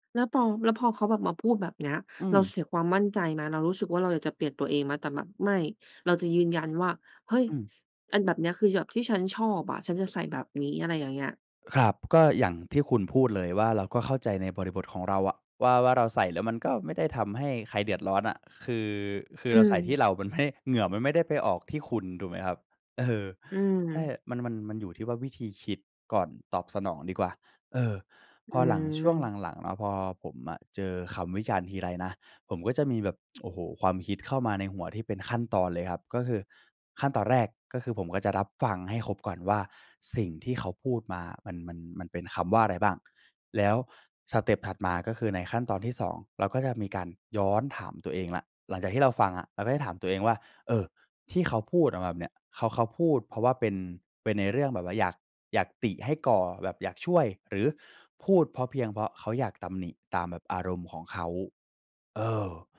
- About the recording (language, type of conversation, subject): Thai, podcast, คุณมีวิธีรับมือกับคำวิจารณ์เรื่องการแต่งตัวยังไง?
- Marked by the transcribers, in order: tsk